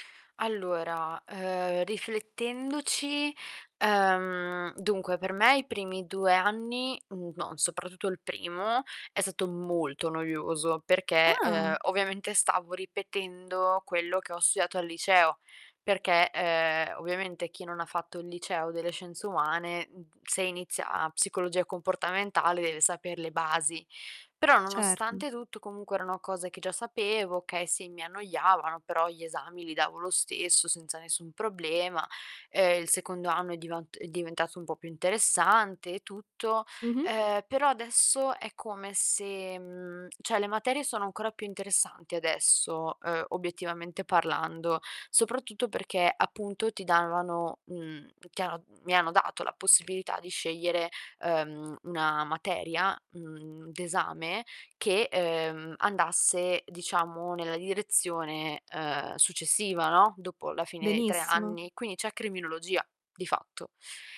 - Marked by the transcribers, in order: distorted speech; surprised: "Ah!"; "cioè" said as "ceh"; tapping
- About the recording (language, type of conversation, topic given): Italian, advice, Come posso affrontare la perdita di motivazione e il fatto di non riconoscere più lo scopo del progetto?
- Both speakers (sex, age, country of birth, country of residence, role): female, 20-24, Italy, Italy, advisor; female, 20-24, Italy, Italy, user